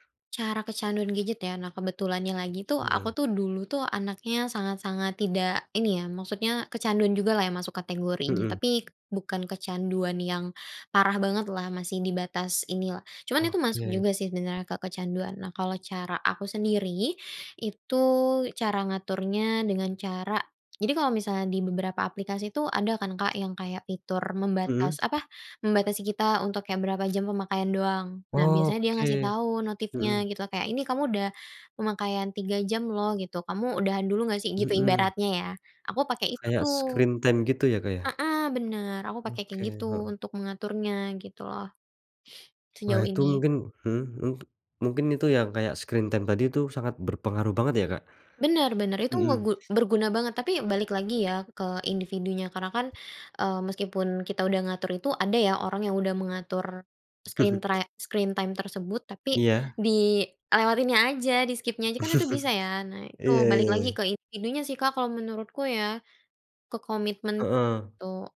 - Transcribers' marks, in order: tapping; in English: "screen time"; in English: "screen time"; chuckle; in English: "screen"; in English: "screen time"; in English: "di-skip-nya"; chuckle
- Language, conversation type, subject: Indonesian, podcast, Bagaimana cara mengatur waktu layar agar tidak kecanduan gawai, menurutmu?